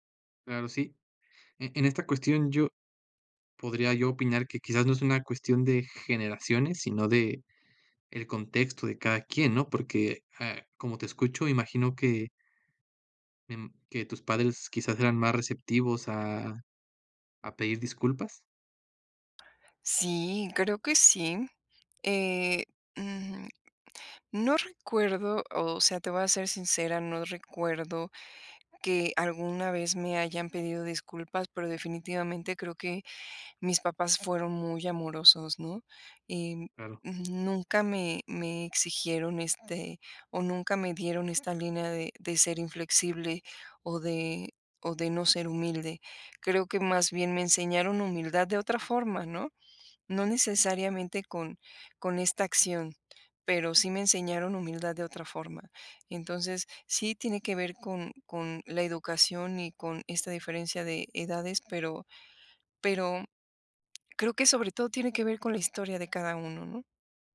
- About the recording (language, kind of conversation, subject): Spanish, podcast, ¿Cómo piden disculpas en tu hogar?
- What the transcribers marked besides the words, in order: none